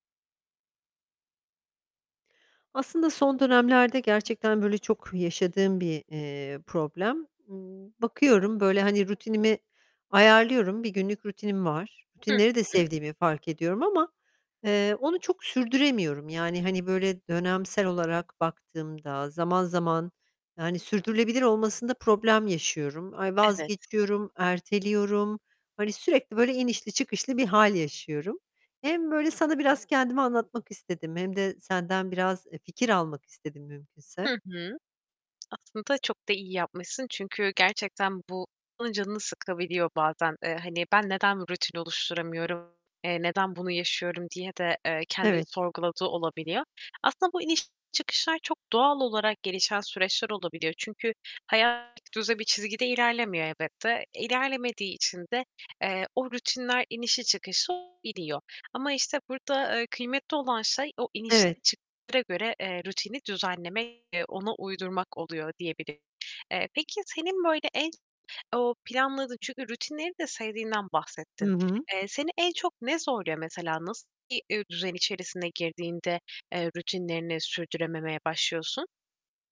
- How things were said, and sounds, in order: distorted speech; other background noise; tapping; unintelligible speech
- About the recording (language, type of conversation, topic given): Turkish, advice, Günlük rutinini ve çalışma planını sürdürmekte zorlanmana ve verimliliğinin iniş çıkışlı olmasına neler sebep oluyor?